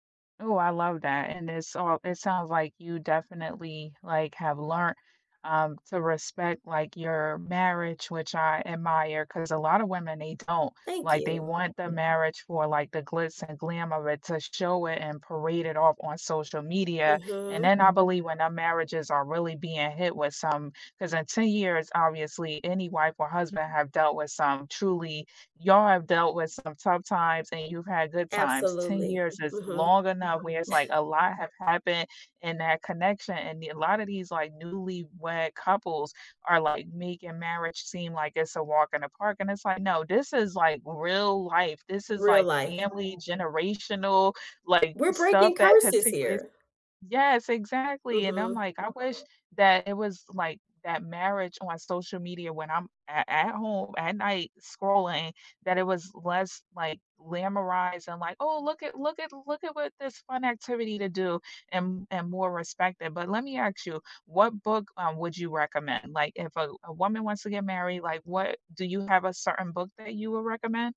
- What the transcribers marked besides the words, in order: tapping; other background noise; chuckle
- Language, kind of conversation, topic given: English, unstructured, What is your ideal quiet evening at home, and what makes it feel especially comforting to you?
- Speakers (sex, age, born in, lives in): female, 30-34, United States, United States; female, 35-39, United States, United States